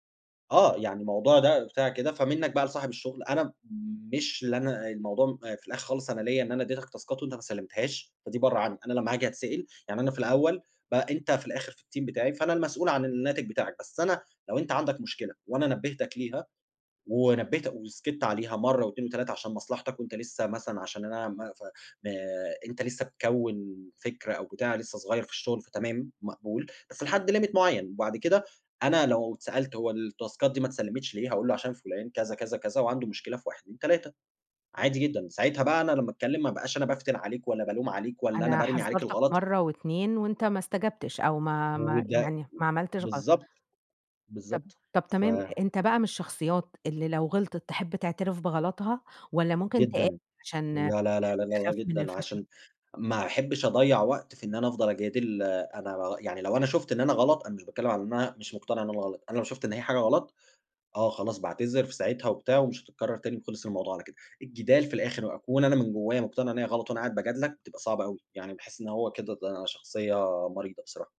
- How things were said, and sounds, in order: other background noise; in English: "تاسكات"; in English: "الteam"; in English: "limit"; in English: "الـتاسكات"
- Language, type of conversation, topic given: Arabic, podcast, إزاي بتتجنب إنك تكرر نفس الغلط؟